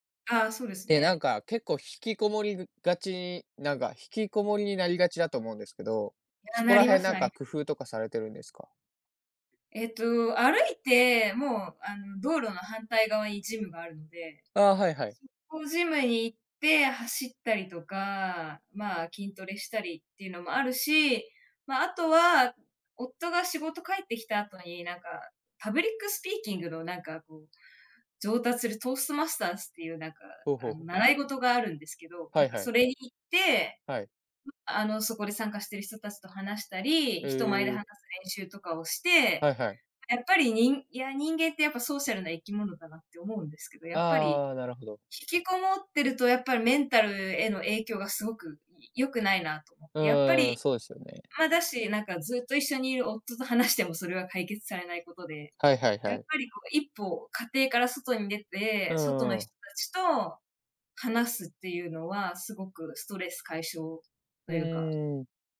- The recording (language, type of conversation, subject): Japanese, unstructured, どうやってストレスを解消していますか？
- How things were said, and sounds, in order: tapping